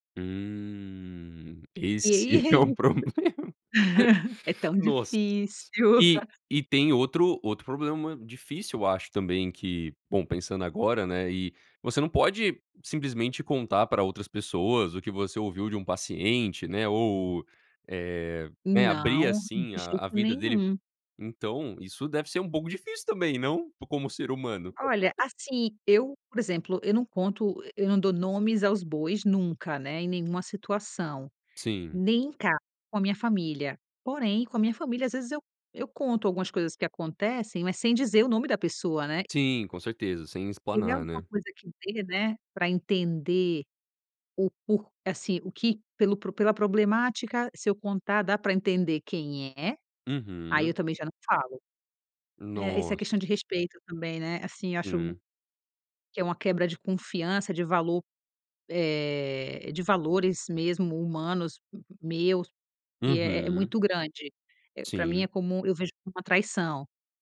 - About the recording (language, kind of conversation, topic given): Portuguese, podcast, Como você equilibra o lado pessoal e o lado profissional?
- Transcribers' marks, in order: laughing while speaking: "é o problema"; laughing while speaking: "é i"; tapping; chuckle; chuckle; chuckle; other background noise